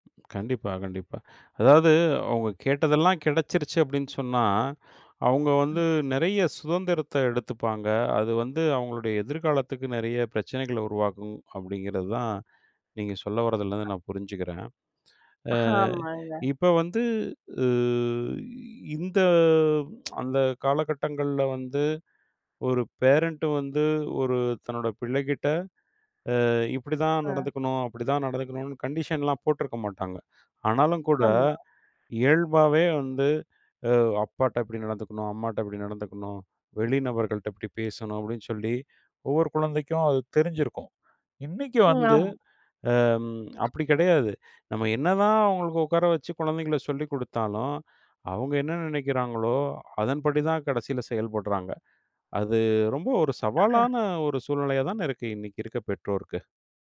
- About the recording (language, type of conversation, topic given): Tamil, podcast, இப்போது பெற்றோரும் பிள்ளைகளும் ஒருவருடன் ஒருவர் பேசும் முறை எப்படி இருக்கிறது?
- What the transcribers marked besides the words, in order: other noise; chuckle; in English: "பேரன்ட்"; in English: "கண்டிஷன்லாம்"